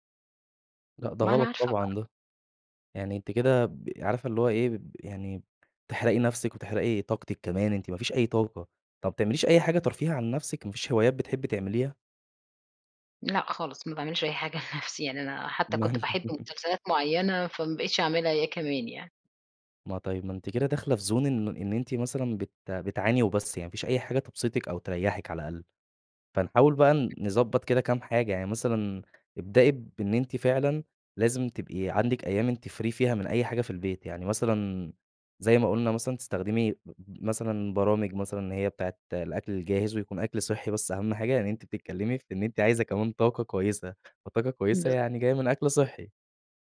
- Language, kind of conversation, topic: Arabic, advice, إزاي بتوصف إحساسك بالإرهاق والاحتراق الوظيفي بسبب ساعات الشغل الطويلة وضغط المهام؟
- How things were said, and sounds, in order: laughing while speaking: "حاجة لنفسي"; chuckle; in English: "زون"; tapping; in English: "free"